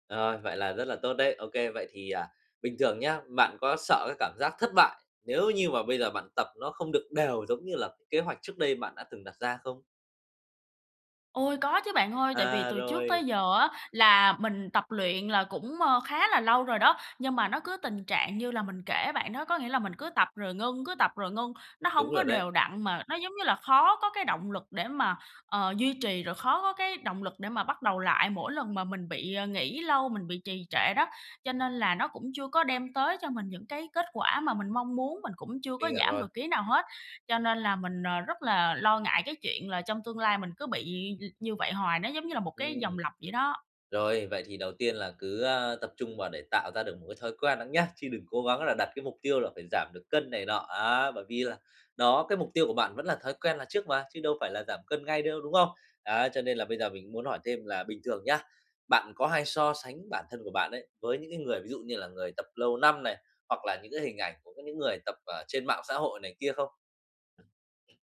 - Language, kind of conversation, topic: Vietnamese, advice, Làm sao tôi có thể tìm động lực để bắt đầu tập luyện đều đặn?
- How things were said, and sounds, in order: other background noise; "đâu" said as "đêu"; tapping